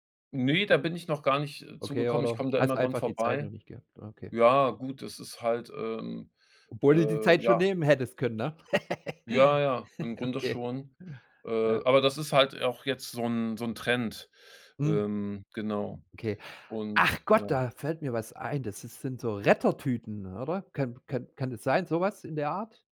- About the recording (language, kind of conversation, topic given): German, podcast, Wie gehst du im Alltag mit Plastikmüll um?
- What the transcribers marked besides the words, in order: laugh; laughing while speaking: "Okay"; surprised: "Ach Gott"; stressed: "Rettertüten"